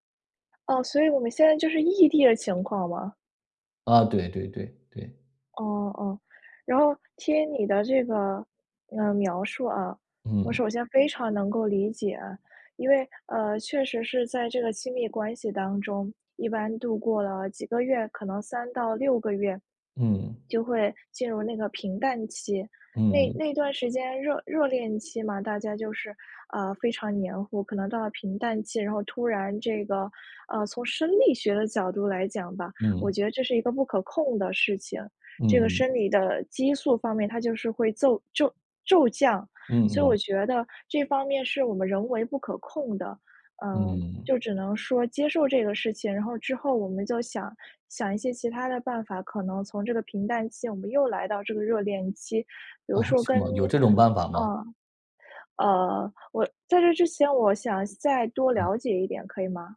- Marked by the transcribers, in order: tapping; other background noise
- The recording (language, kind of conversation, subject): Chinese, advice, 当你感觉伴侣渐行渐远、亲密感逐渐消失时，你该如何应对？